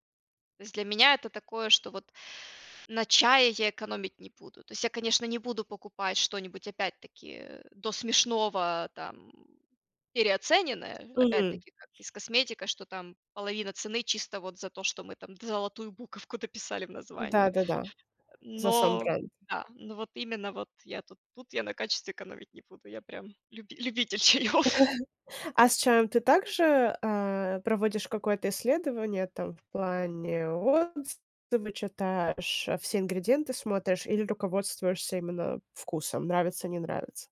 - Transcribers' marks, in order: tapping; other background noise; laughing while speaking: "чаёв"; chuckle
- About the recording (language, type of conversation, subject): Russian, podcast, Как вы выбираете вещи при ограниченном бюджете?